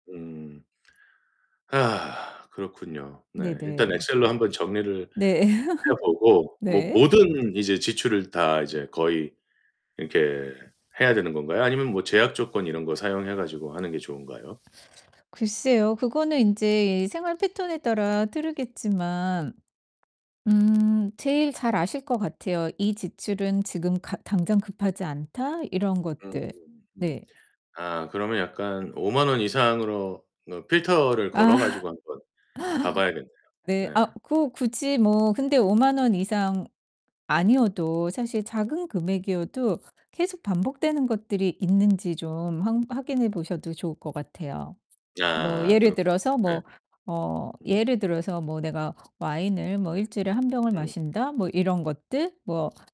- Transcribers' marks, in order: laugh; other background noise; static; distorted speech; "다르겠지만" said as "트르겠지만"; laugh
- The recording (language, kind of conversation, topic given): Korean, advice, 경제적 압박 때문에 생활방식을 바꿔야 할 것 같다면, 어떤 상황인지 설명해 주실 수 있나요?